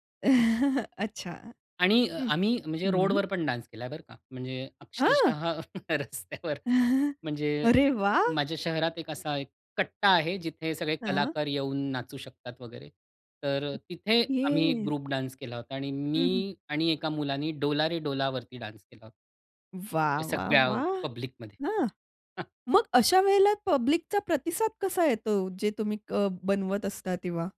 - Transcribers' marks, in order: chuckle; other background noise; in English: "डान्स"; tapping; surprised: "हां"; laughing while speaking: "अक्षरशः रस्त्यावर"; chuckle; joyful: "अरे वाह!"; in English: "ग्रुप डान्स"; in English: "डान्स"; in English: "पब्लिकमध्ये"; chuckle; in English: "पब्लिकचा"
- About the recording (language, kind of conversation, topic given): Marathi, podcast, सोशल मीडियासाठी सर्जनशील मजकूर तुम्ही कसा तयार करता?